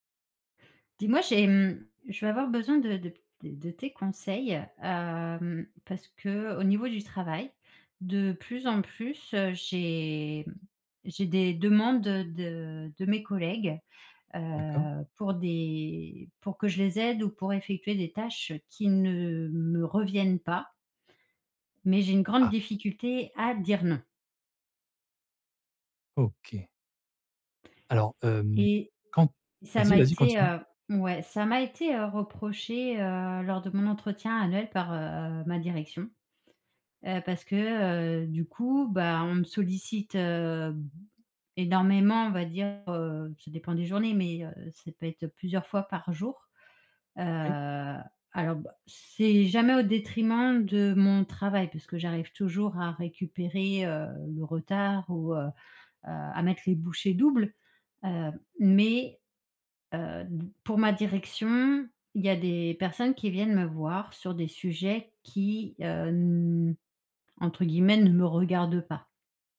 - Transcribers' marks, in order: alarm; other background noise
- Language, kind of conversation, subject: French, advice, Comment puis-je refuser des demandes au travail sans avoir peur de déplaire ?